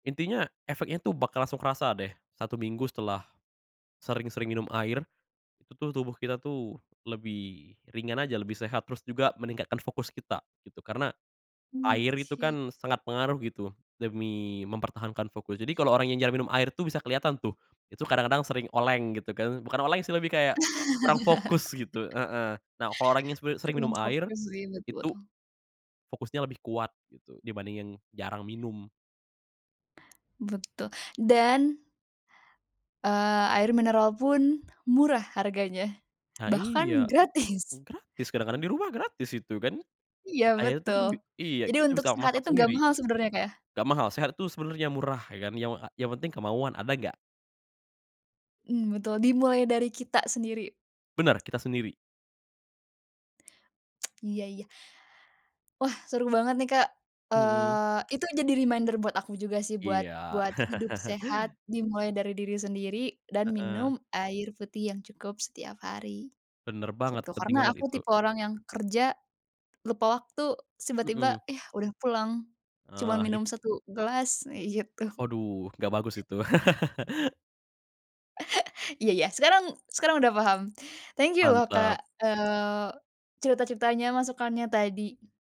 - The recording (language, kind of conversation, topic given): Indonesian, podcast, Apa strategi yang kamu pakai supaya bisa minum air yang cukup setiap hari?
- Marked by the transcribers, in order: tapping; chuckle; tsk; in English: "reminder"; chuckle; other background noise; chuckle